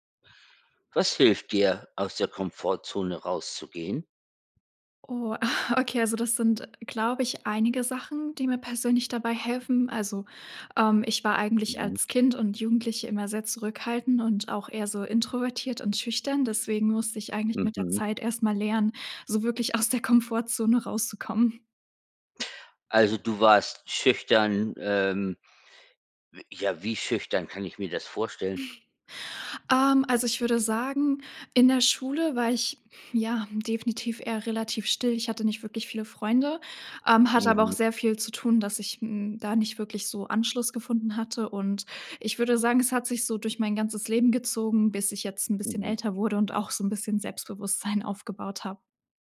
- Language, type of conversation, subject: German, podcast, Was hilft dir, aus der Komfortzone rauszugehen?
- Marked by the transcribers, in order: chuckle; chuckle; laughing while speaking: "Selbstbewusstsein"